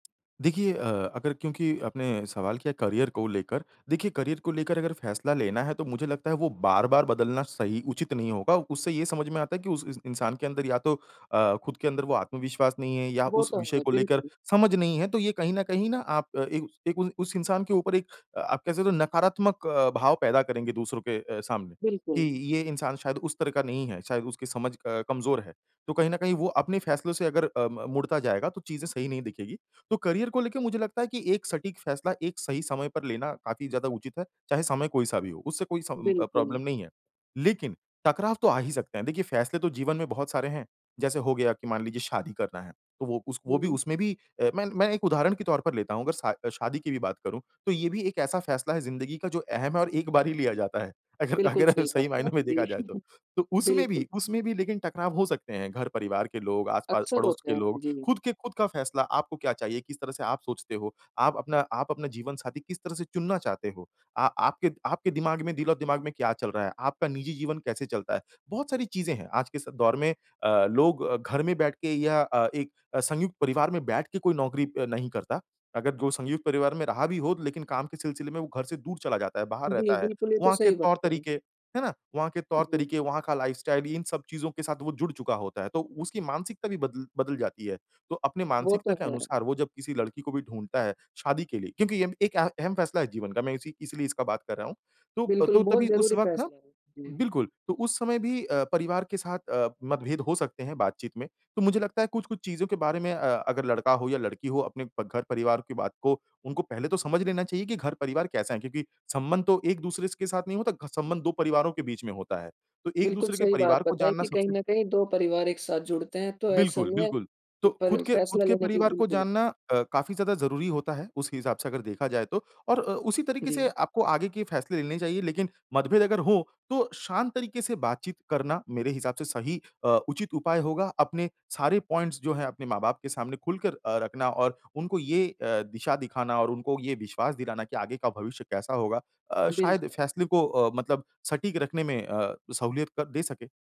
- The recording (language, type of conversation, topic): Hindi, podcast, काम और करियर को लेकर परिवार का दबाव होने पर आपने उसे कैसे संभाला?
- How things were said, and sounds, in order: in English: "करियर"; in English: "करियर"; in English: "करियर"; in English: "प्रॉब्लम"; laughing while speaking: "अगर अगर हम सही मायने में देखा जाए तो"; laughing while speaking: "जी"; in English: "लाइफ़स्टाइल"; in English: "पॉइंट्स"